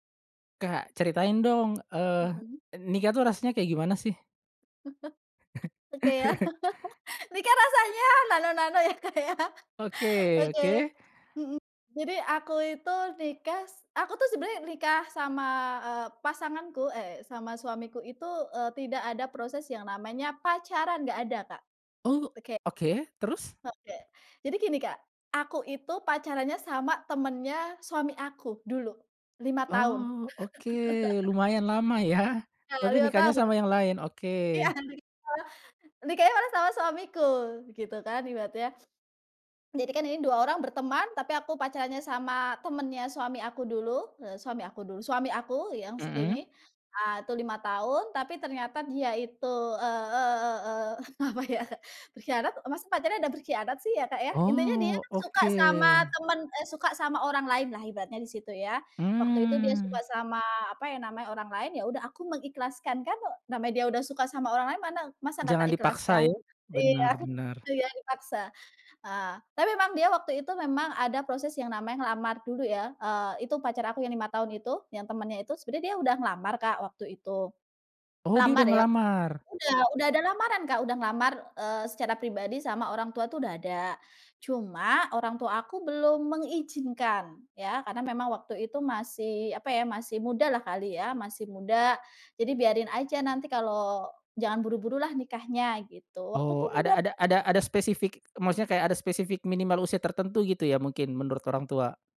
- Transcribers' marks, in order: other background noise; chuckle; laughing while speaking: "Oke, yah, nikah rasanya nano-nano ya, Kak, ya?"; laugh; stressed: "pacaran"; laugh; laughing while speaking: "ya?"; laughing while speaking: "Iya, nikah"; laughing while speaking: "apa ya"; drawn out: "oke"; drawn out: "Mmm"
- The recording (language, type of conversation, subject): Indonesian, podcast, Bagaimana pengalaman kamu setelah menikah?
- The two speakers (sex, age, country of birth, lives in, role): female, 30-34, Indonesia, Indonesia, guest; male, 35-39, Indonesia, Indonesia, host